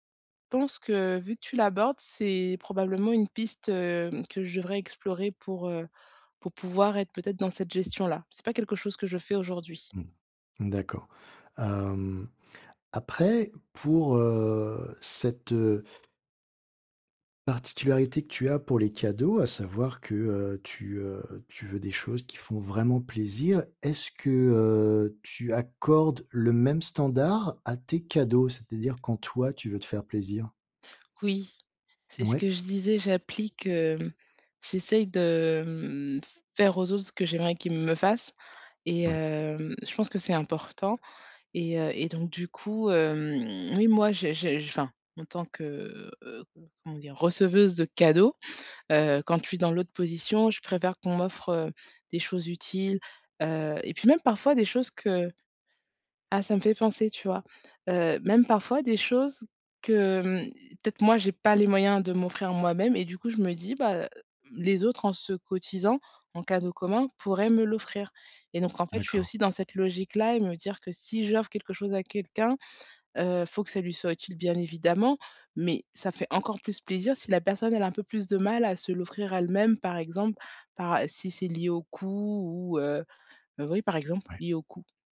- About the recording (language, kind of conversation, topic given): French, advice, Comment faire des achats intelligents avec un budget limité ?
- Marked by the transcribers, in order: tapping; stressed: "pas"